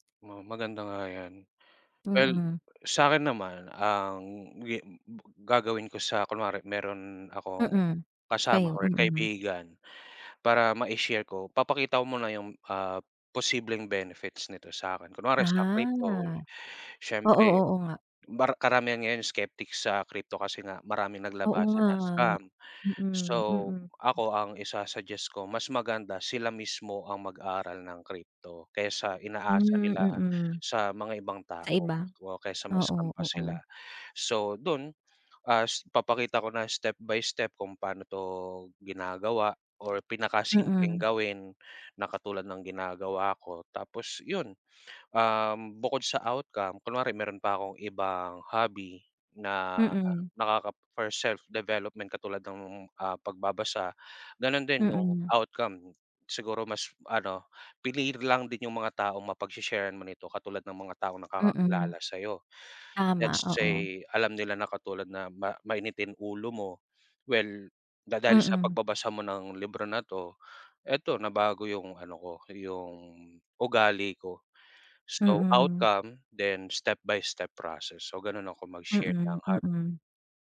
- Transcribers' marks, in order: drawn out: "Ah"; in English: "skeptics"; "dahil" said as "dadali"
- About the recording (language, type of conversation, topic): Filipino, unstructured, Bakit mo gusto ang ginagawa mong libangan?